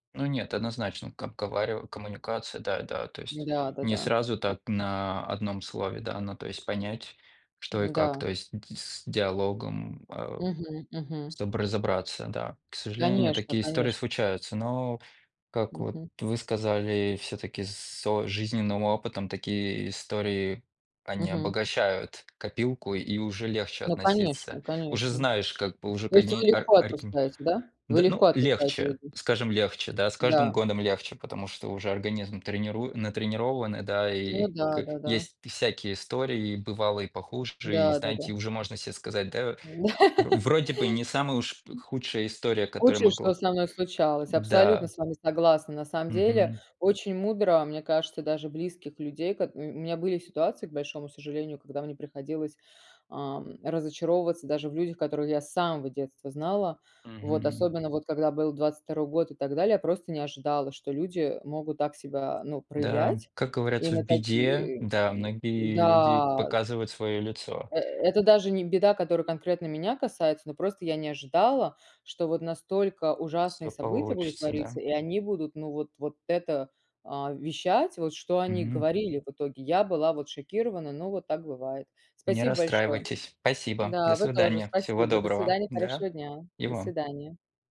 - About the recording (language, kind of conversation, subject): Russian, unstructured, Как справляться с разочарованиями в жизни?
- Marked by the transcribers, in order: tapping; laugh; wind